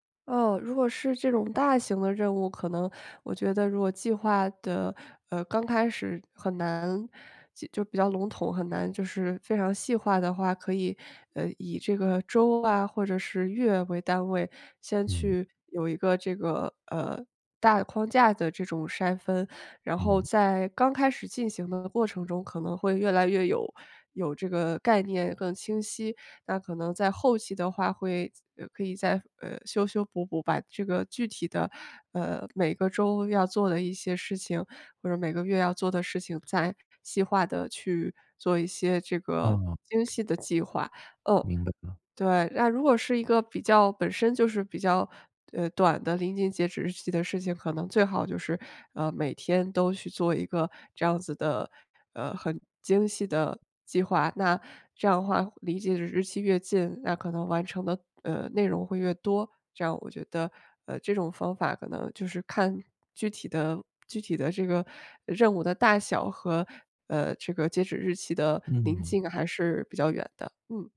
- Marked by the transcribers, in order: none
- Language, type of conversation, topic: Chinese, advice, 我怎样才能停止拖延并养成新习惯？